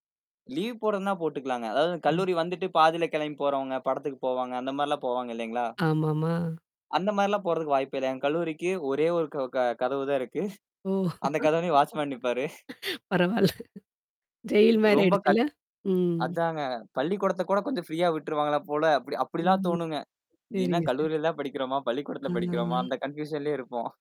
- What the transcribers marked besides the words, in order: other background noise; static; laughing while speaking: "கதவு தான் இருக்கு. அந்த கதவுல வாட்ச்மேன் நிப்பாரு"; laughing while speaking: "ஓ! பரவாயில்ல. ஜெயில் மாரி ஆயிடுச்சுல்ல? ம்"; laughing while speaking: "தான் படிக்கிறோமா? பள்ளிக்கூடத்தில படிக்கிறோமா? அந்த கன்பியூஷன்லயே இருப்போம்"; distorted speech; in English: "கன்பியூஷன்லயே"; horn
- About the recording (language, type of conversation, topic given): Tamil, podcast, அன்றாட வாழ்க்கையின் சாதாரண நிகழ்வுகளிலேயே மகிழ்ச்சியை எப்படிக் கண்டுபிடிக்கலாம்?